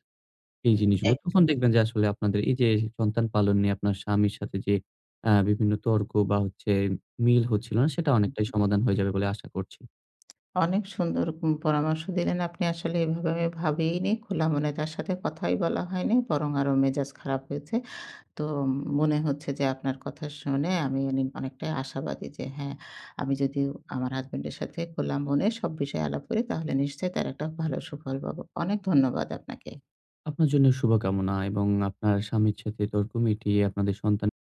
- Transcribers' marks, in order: tapping
- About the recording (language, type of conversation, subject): Bengali, advice, সন্তান পালন নিয়ে স্বামী-স্ত্রীর ক্রমাগত তর্ক